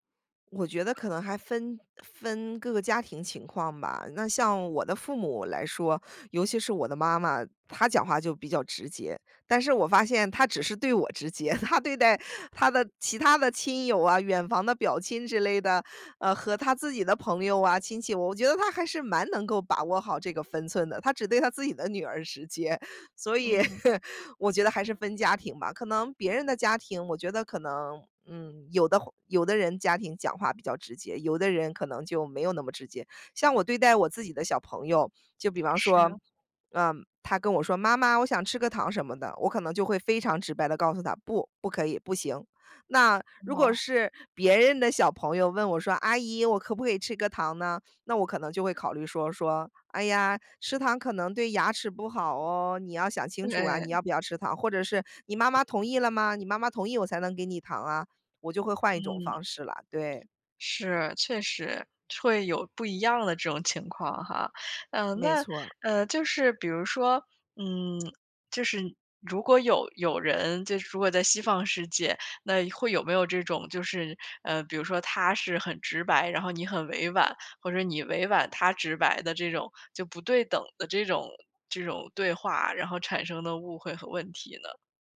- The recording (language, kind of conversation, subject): Chinese, podcast, 你怎么看待委婉和直白的说话方式？
- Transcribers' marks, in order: laugh; joyful: "我觉得她"; laugh; other background noise